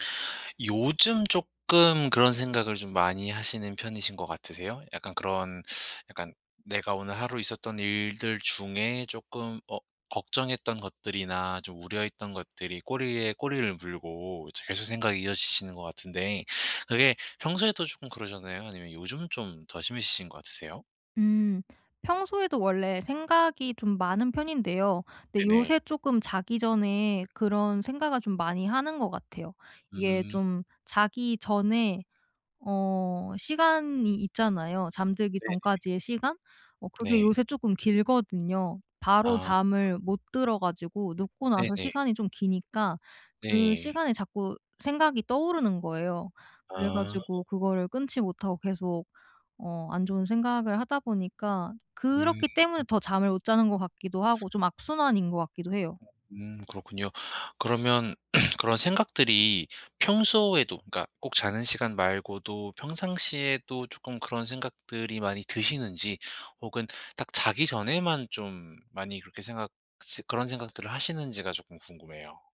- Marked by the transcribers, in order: other background noise; tapping; throat clearing
- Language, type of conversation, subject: Korean, advice, 잠들기 전에 머릿속 생각을 어떻게 정리하면 좋을까요?